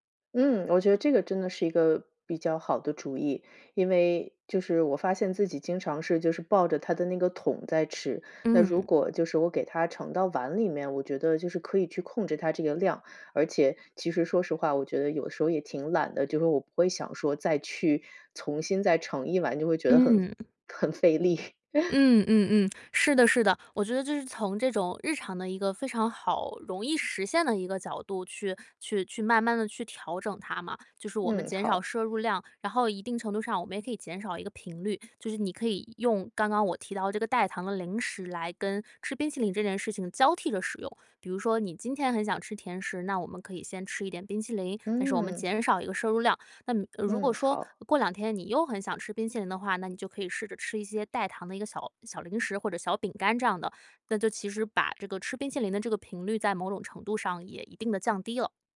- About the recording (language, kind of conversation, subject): Chinese, advice, 为什么我总是无法摆脱旧习惯？
- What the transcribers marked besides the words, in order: laugh; tsk